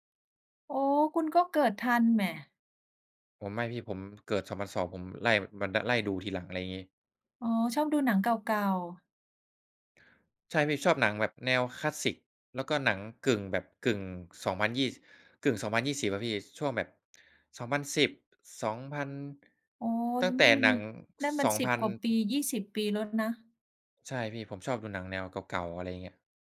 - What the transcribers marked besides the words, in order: none
- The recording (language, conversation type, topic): Thai, unstructured, อะไรทำให้ภาพยนตร์บางเรื่องชวนให้รู้สึกน่ารังเกียจ?